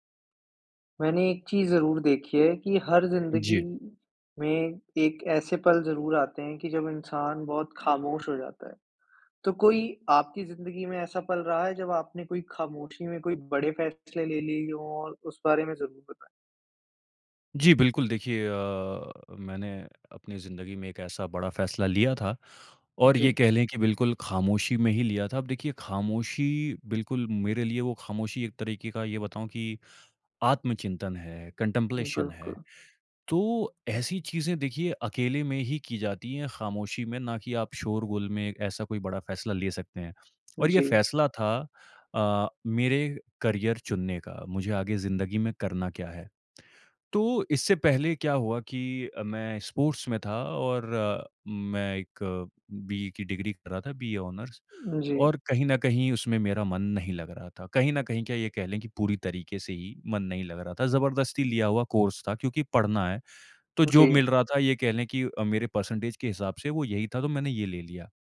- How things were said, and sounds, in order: in English: "कंटेम्प्लेशन"; in English: "करियर"; in English: "स्पोर्ट्स"; in English: "कोर्स"; in English: "परसेंटेज"
- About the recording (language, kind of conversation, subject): Hindi, podcast, क्या आप कोई ऐसा पल साझा करेंगे जब आपने खामोशी में कोई बड़ा फैसला लिया हो?
- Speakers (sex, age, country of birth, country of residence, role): male, 25-29, India, India, guest; male, 55-59, United States, India, host